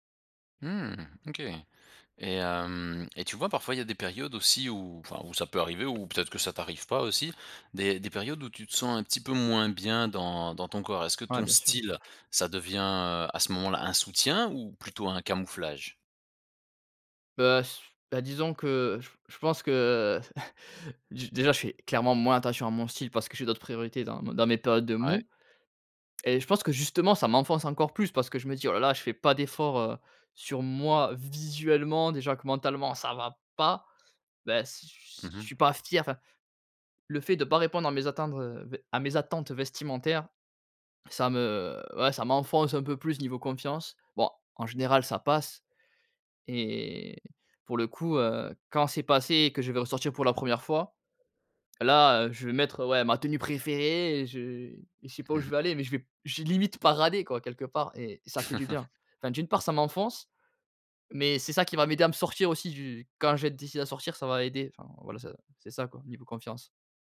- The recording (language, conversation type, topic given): French, podcast, Quel rôle la confiance joue-t-elle dans ton style personnel ?
- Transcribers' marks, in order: other background noise; stressed: "style"; tapping; chuckle; stressed: "préférée"; stressed: "paradé"; chuckle